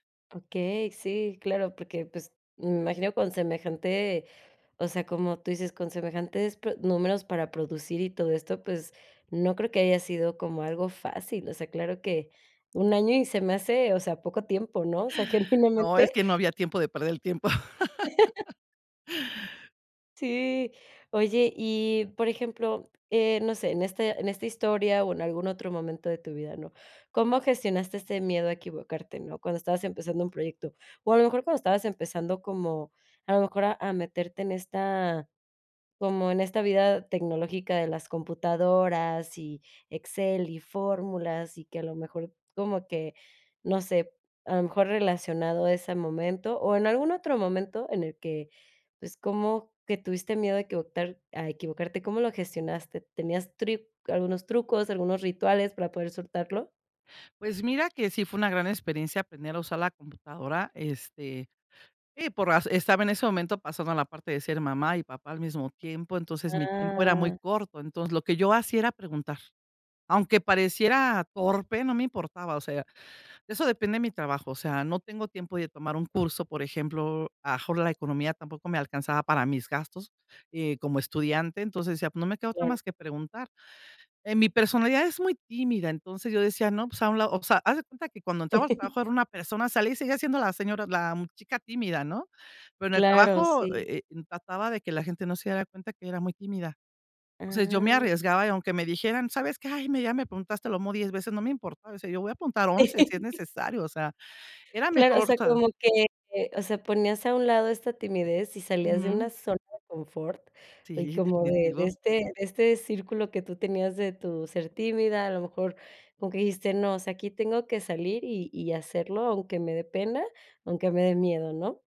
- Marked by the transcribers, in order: chuckle; chuckle; laugh
- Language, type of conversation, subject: Spanish, podcast, ¿Qué papel juegan los errores en tu proceso creativo?